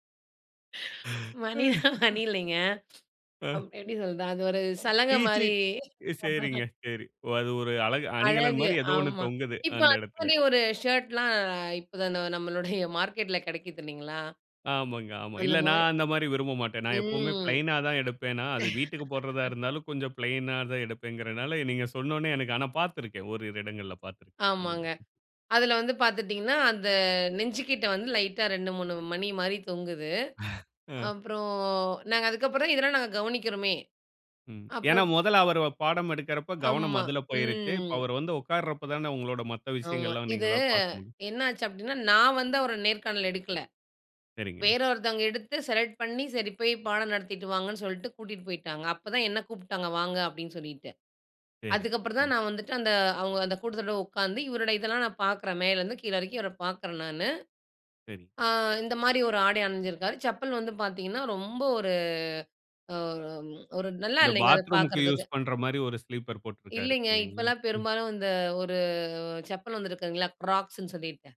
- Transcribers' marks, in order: laughing while speaking: "மணின்னா மணி இல்லேங்க"; laughing while speaking: "ஐயோ"; tsk; laugh; in English: "பிளைன்னா"; laugh; chuckle; in English: "செலக்ட்"; in English: "செப்பல்"; in English: "ஸ்லீப்பர்"; in English: "செப்பல்"
- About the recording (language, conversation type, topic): Tamil, podcast, ஒரு முக்கியமான நேர்காணலுக்கு எந்த உடையை அணிவது என்று நீங்கள் என்ன ஆலோசனை கூறுவீர்கள்?
- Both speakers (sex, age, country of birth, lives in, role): female, 35-39, India, India, guest; male, 35-39, India, India, host